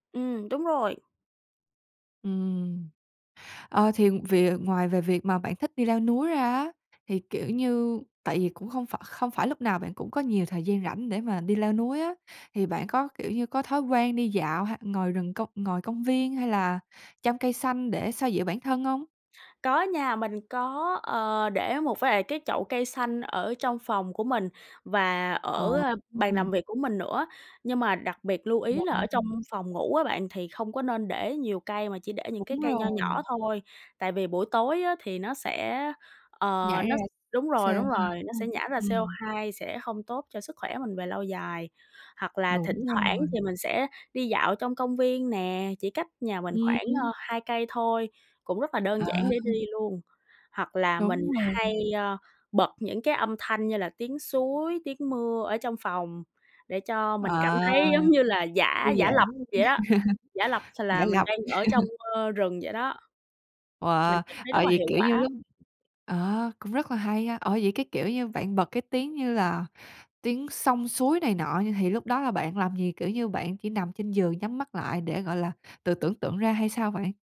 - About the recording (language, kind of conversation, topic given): Vietnamese, podcast, Bạn đã từng thấy thiên nhiên giúp chữa lành tâm trạng của mình chưa?
- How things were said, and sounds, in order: "về" said as "vìa"; tapping; other background noise; chuckle